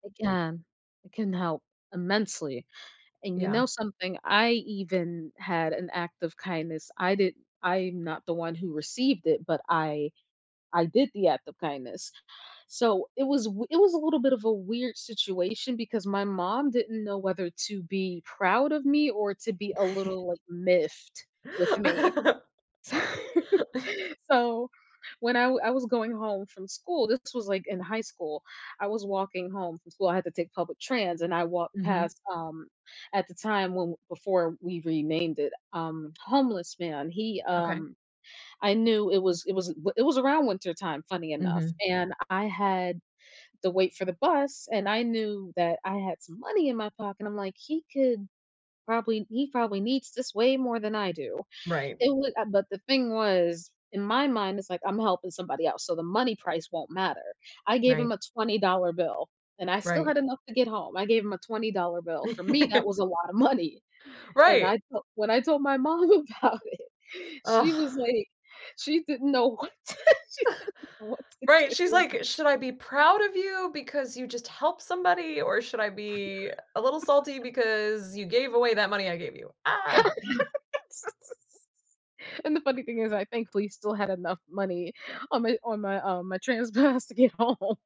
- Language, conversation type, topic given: English, unstructured, What is a recent act of kindness you witnessed or heard about?
- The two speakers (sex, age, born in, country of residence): female, 30-34, United States, United States; female, 35-39, United States, United States
- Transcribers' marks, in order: chuckle; laugh; other background noise; tapping; laugh; laughing while speaking: "money"; laughing while speaking: "mom about it"; disgusted: "Ugh"; laugh; laughing while speaking: "she didn't know what to do"; laugh; laugh; laugh; laughing while speaking: "pass to get home"